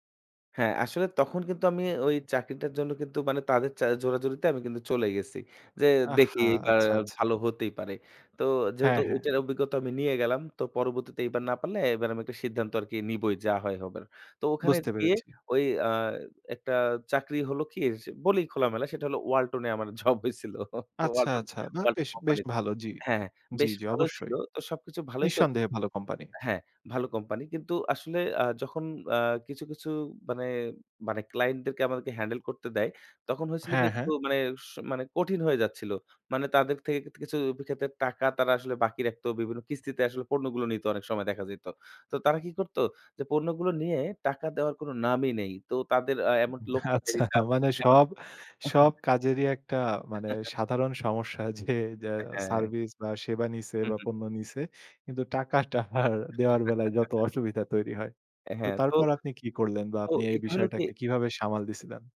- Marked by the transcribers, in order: other background noise; tapping; laughing while speaking: "আমার জব হয়েছিল"; laughing while speaking: "আচ্ছা মানে সব"; laughing while speaking: "যে"; chuckle; laughing while speaking: "টাকাটা দেওয়ার বেলায়"; chuckle
- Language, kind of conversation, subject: Bengali, podcast, চাকরি ছেড়ে নিজের ব্যবসা শুরু করার কথা ভাবলে আপনার কী মনে হয়?